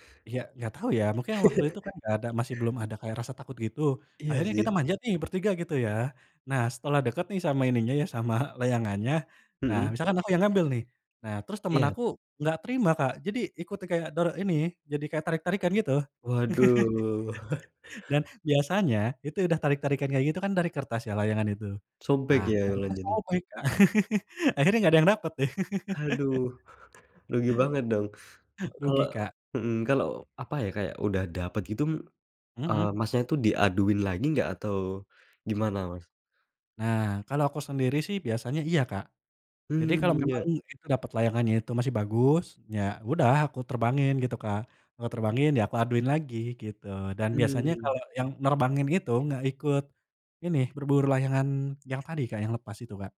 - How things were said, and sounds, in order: chuckle; chuckle; laugh; tapping; chuckle; laugh
- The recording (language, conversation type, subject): Indonesian, podcast, Kenangan masa kecil apa yang masih sering terlintas di kepala?